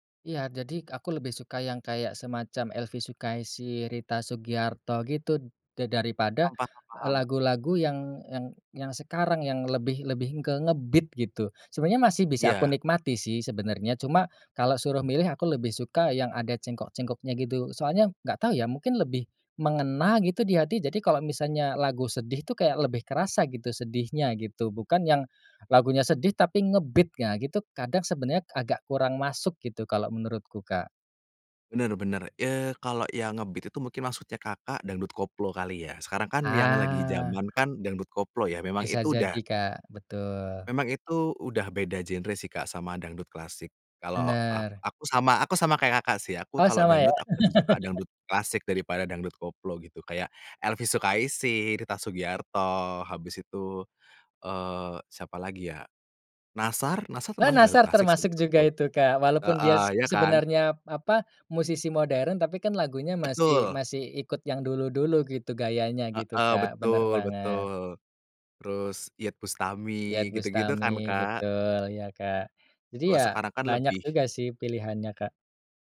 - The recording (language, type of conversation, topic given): Indonesian, podcast, Pernahkah ada lagu yang memicu perdebatan saat kalian membuat daftar putar bersama?
- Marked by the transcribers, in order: in English: "nge-beat"; in English: "nge-beat"; in English: "nge-beat"; laugh